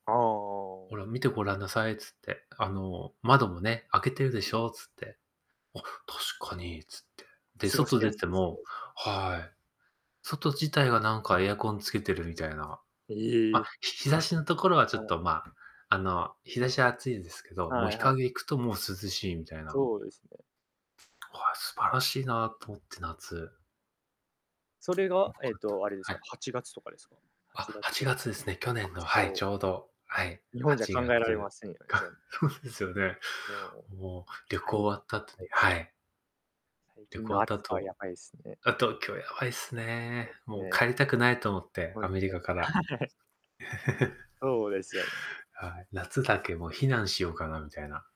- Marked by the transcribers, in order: static; tapping; distorted speech; laughing while speaking: "か そうですよね"; laughing while speaking: "はい"; other background noise; giggle
- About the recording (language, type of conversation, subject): Japanese, unstructured, 家族旅行でいちばん思い出に残っている場所はどこですか？